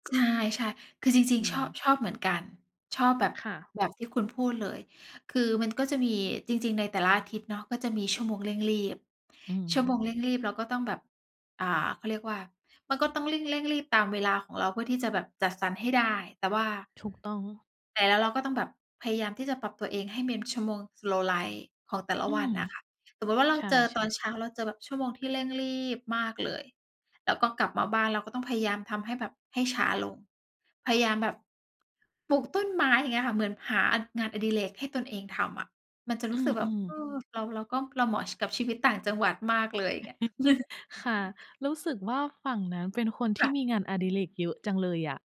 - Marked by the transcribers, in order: "มี" said as "เมน"; other background noise; chuckle
- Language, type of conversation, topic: Thai, unstructured, มีอะไรช่วยให้คุณรู้สึกดีขึ้นตอนอารมณ์ไม่ดีไหม?